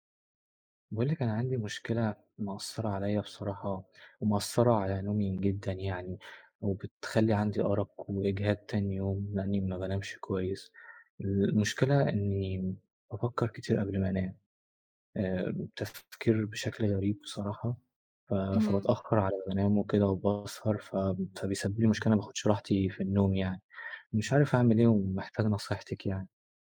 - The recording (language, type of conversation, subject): Arabic, advice, إزاي بتمنعك الأفكار السريعة من النوم والراحة بالليل؟
- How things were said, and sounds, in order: none